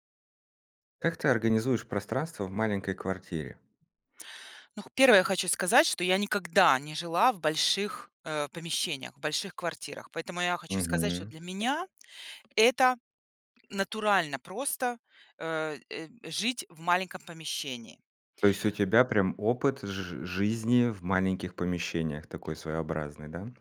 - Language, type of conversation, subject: Russian, podcast, Как вы организуете пространство в маленькой квартире?
- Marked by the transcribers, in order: tapping